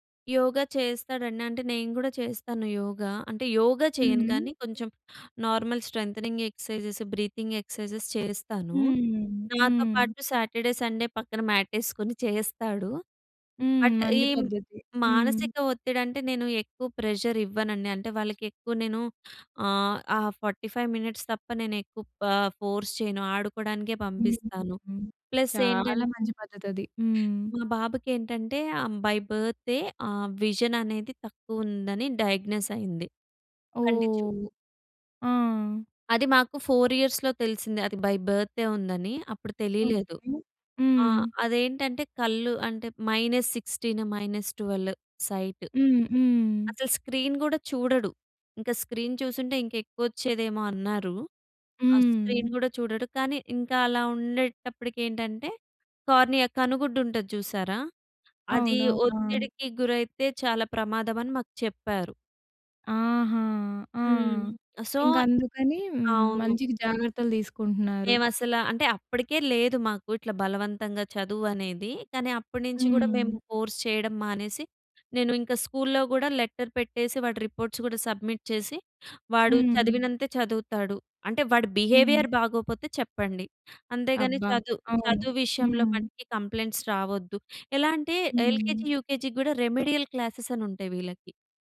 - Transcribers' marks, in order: in English: "నార్మల్ స్ట్రెంథెనింగ్ ఎక్ససైజెస్, బ్రీతింగ్ ఎక్ససైజెస్"; in English: "సాటర్డే, సండే"; in English: "బట్"; in English: "ప్రెషర్"; in English: "ఫార్టీ ఫైవ్ మినిట్స్"; in English: "ఫోర్స్"; in English: "ప్లస్"; in English: "బై బర్తే"; in English: "విజన్"; in English: "డయాగ్నోస్"; in English: "ఫోర్ ఇయర్స్‌లో"; in English: "బై"; in English: "మైనస్ సిక్స్టీన్ మైనస్ ట్వెల్వ్ సైట్"; in English: "స్క్రీన్"; in English: "స్క్రీన్"; in English: "స్క్రీన్"; in English: "కార్నియా"; in English: "సో"; in English: "ఫోర్స్"; in English: "లెటర్"; in English: "రిపోర్ట్స్"; in English: "సబ్మిట్"; in English: "బిహేవియర్"; in English: "కంప్లెయింట్స్"; in English: "ఎల్‌కేజీ, యూకేజీ"; in English: "రెమెడియల్ క్లాసెస్"; other background noise
- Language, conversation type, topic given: Telugu, podcast, స్కూల్‌లో మానసిక ఆరోగ్యానికి ఎంత ప్రాధాన్యం ఇస్తారు?